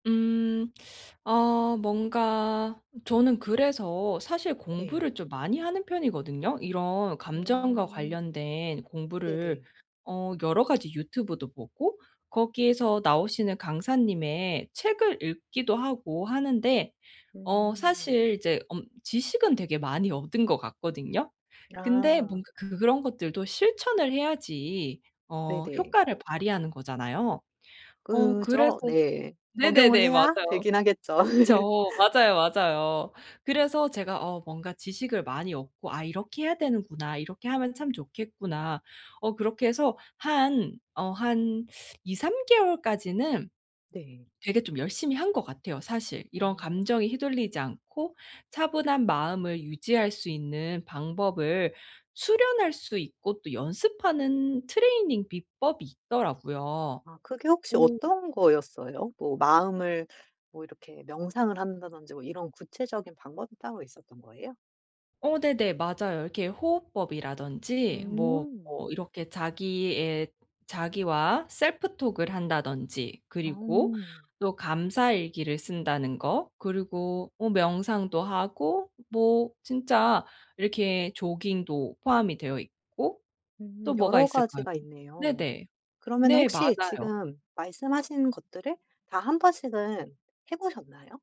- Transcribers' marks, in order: teeth sucking; laugh; teeth sucking; in English: "self talk을"
- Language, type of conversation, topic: Korean, advice, 감정에 휘둘리지 않고 일상에서 중심을 잡는 방법은 무엇인가요?